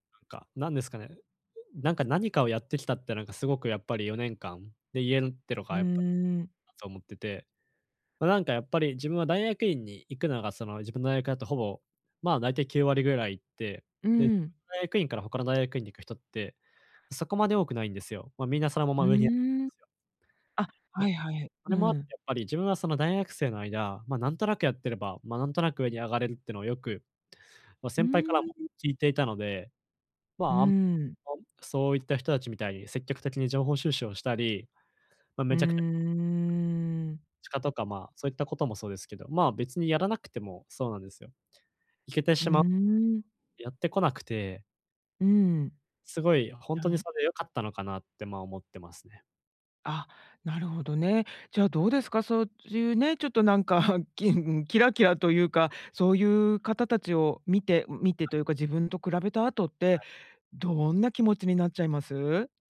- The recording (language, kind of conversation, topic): Japanese, advice, 他人と比べても自己価値を見失わないためには、どうすればよいですか？
- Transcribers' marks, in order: other noise; unintelligible speech; unintelligible speech; drawn out: "うーん"; unintelligible speech; laughing while speaking: "なんか、きん"; unintelligible speech